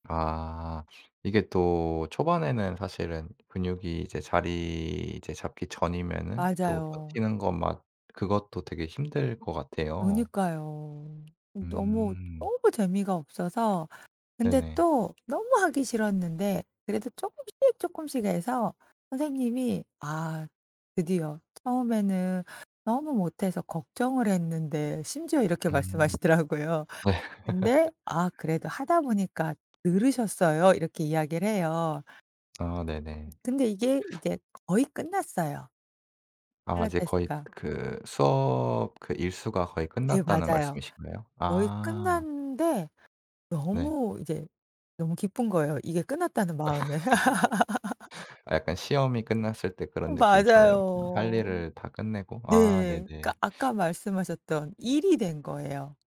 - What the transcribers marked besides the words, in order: other background noise; tapping; laughing while speaking: "말씀하시더라고요"; laugh; laugh
- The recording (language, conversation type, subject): Korean, advice, 운동을 시작하고 싶은데 동기가 부족해서 시작하지 못할 때 어떻게 하면 좋을까요?